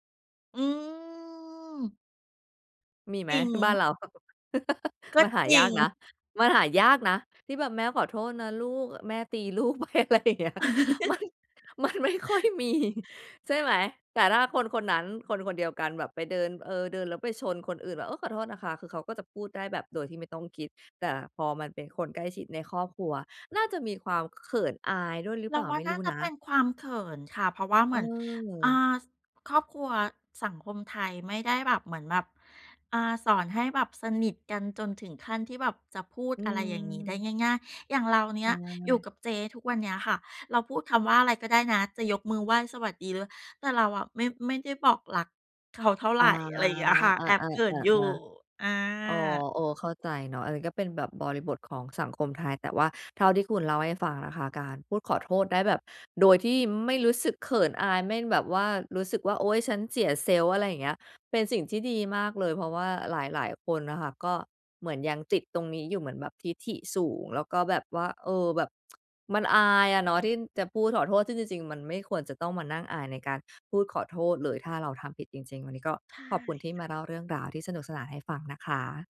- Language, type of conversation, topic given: Thai, podcast, คุณมักขอโทษยังไงเมื่อรู้ว่าทำผิด?
- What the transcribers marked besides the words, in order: chuckle; laughing while speaking: "อะไรอย่างเงี้ย มัน มันไม่ค่อยมี"; giggle; other noise; laughing while speaking: "เขา"; tsk